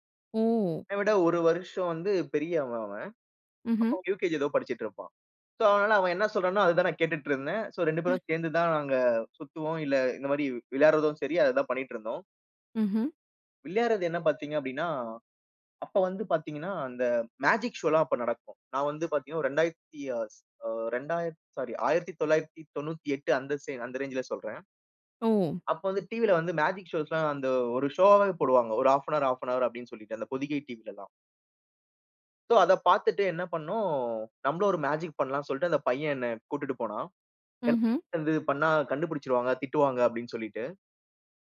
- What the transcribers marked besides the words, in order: other noise; in English: "மேஜிக் ஷோலாம்"; in English: "மேஜிக் ஷோஸ்லாம்"; in English: "1/2 அன் அவர், 1/2 அன் அவர்"; in English: "சோ"; in English: "மேஜிக்"
- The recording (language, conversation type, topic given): Tamil, podcast, உங்கள் முதல் நண்பருடன் நீங்கள் எந்த விளையாட்டுகளை விளையாடினீர்கள்?